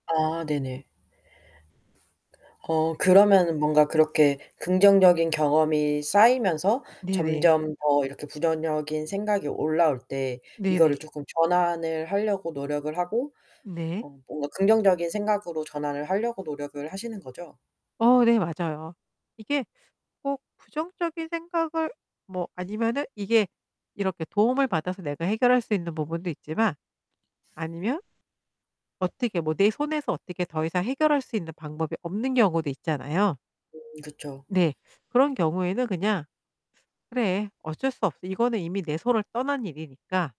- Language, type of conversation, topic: Korean, podcast, 부정적인 생각이 떠오를 때 어떻게 멈출 수 있을까요?
- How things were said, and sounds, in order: static; distorted speech; tapping; other background noise